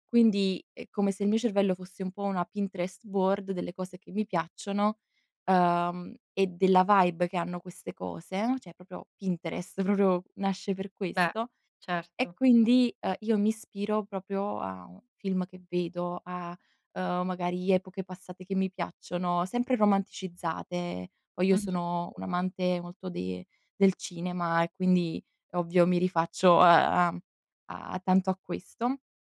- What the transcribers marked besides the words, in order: in English: "board"; in English: "vibe"; "proprio" said as "propro"; "proprio" said as "propro"
- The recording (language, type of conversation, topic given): Italian, podcast, Come influiscono i social sul modo di vestirsi?